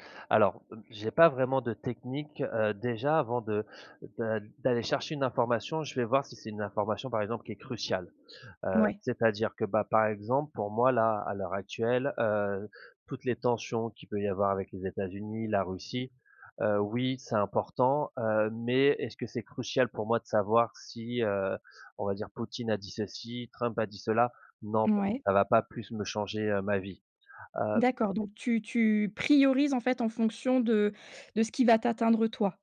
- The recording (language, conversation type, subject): French, podcast, Comment repères-tu si une source d’information est fiable ?
- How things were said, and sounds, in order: none